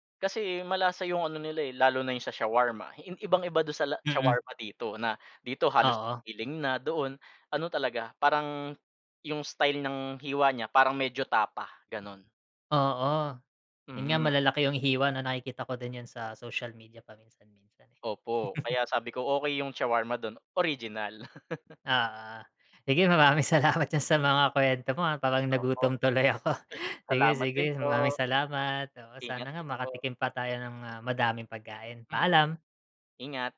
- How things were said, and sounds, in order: chuckle; chuckle; laughing while speaking: "maraming salamat diyan"; chuckle
- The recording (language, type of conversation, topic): Filipino, unstructured, Ano ang papel ng pagkain sa ating kultura at pagkakakilanlan?